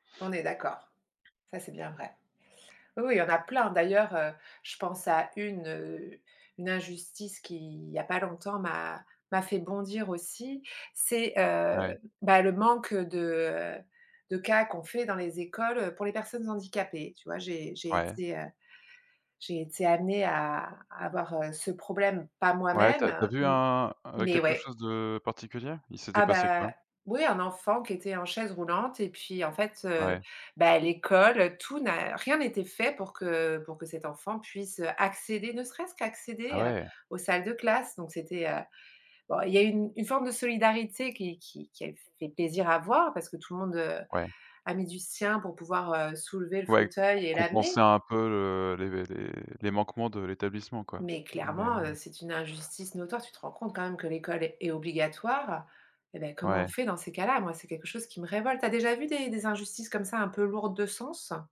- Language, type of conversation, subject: French, unstructured, Comment réagis-tu face à une injustice ?
- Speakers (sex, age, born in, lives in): female, 45-49, France, France; male, 30-34, France, France
- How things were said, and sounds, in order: none